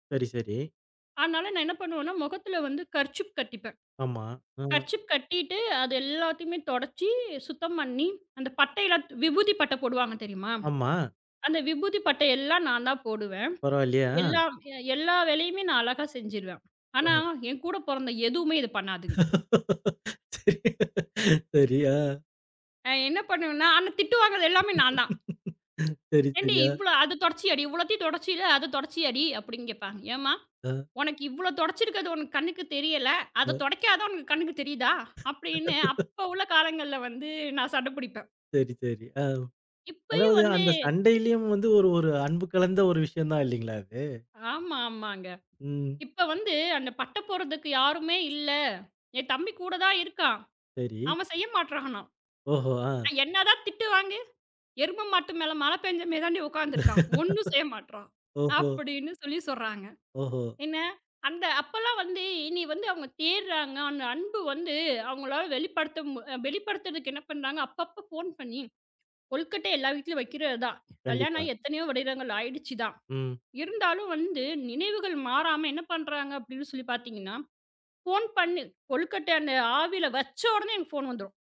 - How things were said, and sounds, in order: in English: "கர்சீப்"; in English: "கர்சீப்"; laugh; laughing while speaking: "சரி சரியா?"; laugh; laughing while speaking: "சரி சரியா?"; laugh; laugh; in English: "ஃபோன்"; in English: "ஃபோன்"; in English: "ஃபோன்"
- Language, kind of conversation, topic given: Tamil, podcast, குடும்பத்தினர் அன்பையும் கவனத்தையும் எவ்வாறு வெளிப்படுத்துகிறார்கள்?